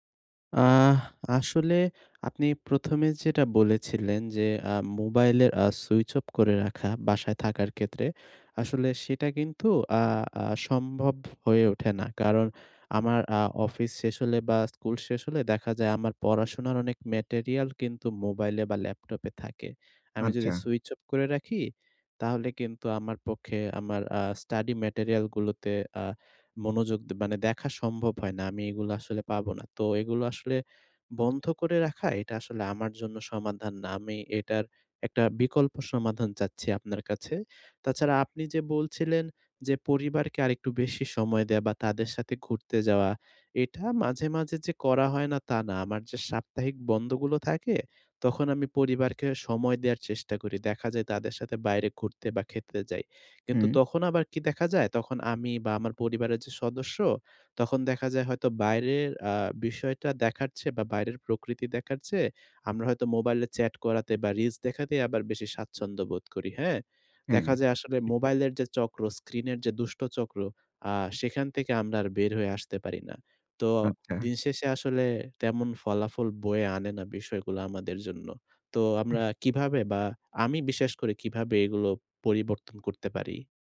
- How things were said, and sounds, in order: tapping; other noise
- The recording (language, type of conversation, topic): Bengali, advice, আমি কীভাবে ট্রিগার শনাক্ত করে সেগুলো বদলে ক্ষতিকর অভ্যাস বন্ধ রাখতে পারি?